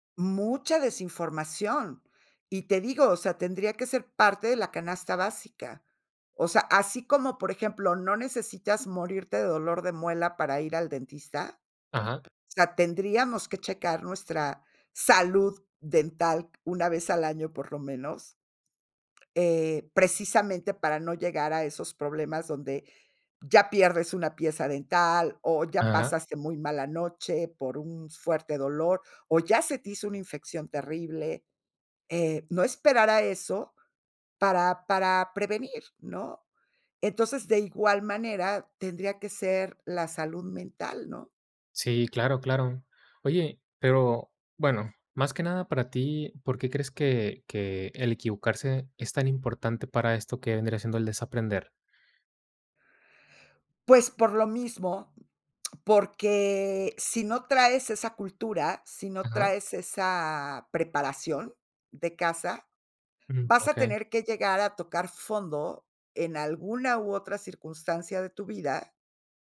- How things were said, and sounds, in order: tapping
- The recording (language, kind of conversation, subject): Spanish, podcast, ¿Qué papel cumple el error en el desaprendizaje?